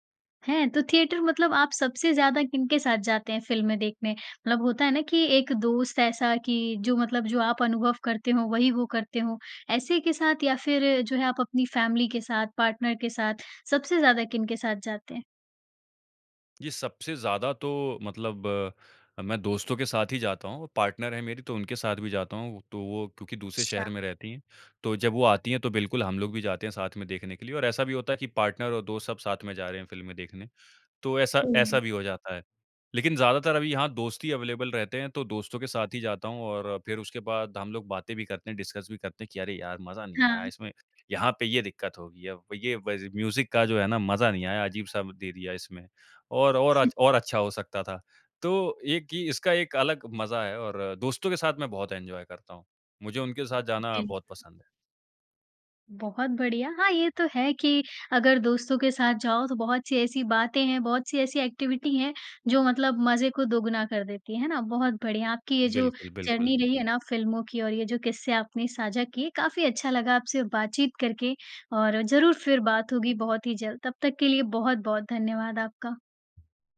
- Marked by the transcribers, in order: in English: "फैमिली"; in English: "पार्टनर"; in English: "पार्टनर"; in English: "पार्टनर"; in English: "अवेलेबल"; in English: "डिस्कस"; in English: "म्यूज़िक"; chuckle; in English: "एन्जॉय"; in English: "एक्टिविटी"; in English: "जर्नी"
- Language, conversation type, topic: Hindi, podcast, जब फिल्म देखने की बात हो, तो आप नेटफ्लिक्स और सिनेमाघर में से किसे प्राथमिकता देते हैं?